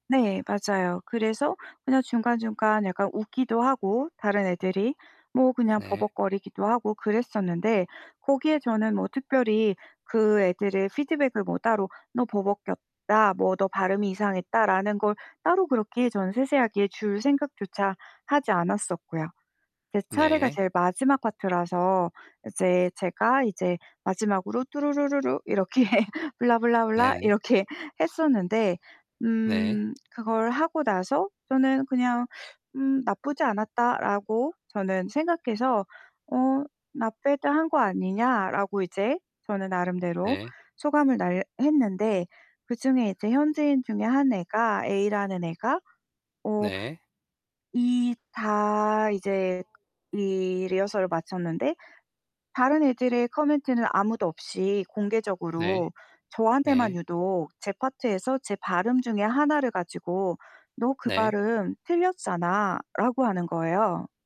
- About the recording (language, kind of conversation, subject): Korean, advice, 평가 회의에서 건설적인 비판과 인신공격을 어떻게 구분하면 좋을까요?
- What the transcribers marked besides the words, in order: put-on voice: "피드백을"; laughing while speaking: "이렇게"; tapping; in English: "blah blah blah"; in English: "not bad"; background speech